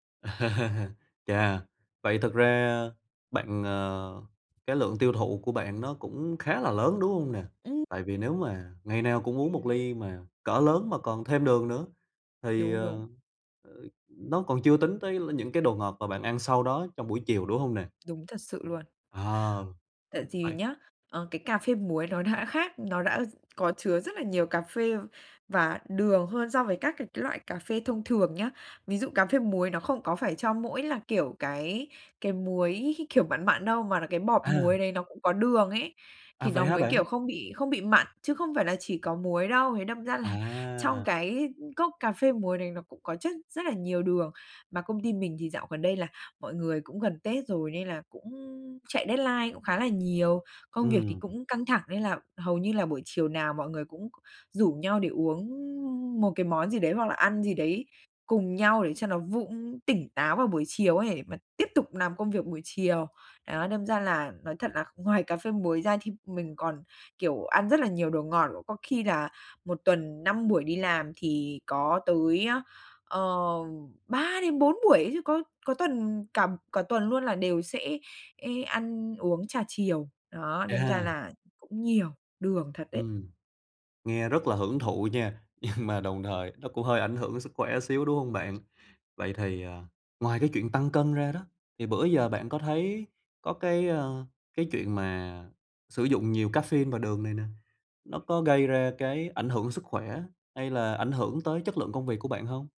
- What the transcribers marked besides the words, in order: laugh; tapping; other background noise; laughing while speaking: "đã"; laughing while speaking: "là"; in English: "deadline"; "làm" said as "nàm"; laughing while speaking: "nhưng"
- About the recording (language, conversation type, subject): Vietnamese, advice, Làm sao để giảm tiêu thụ caffeine và đường hàng ngày?
- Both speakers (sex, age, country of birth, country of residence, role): female, 20-24, Vietnam, Vietnam, user; male, 25-29, Vietnam, Vietnam, advisor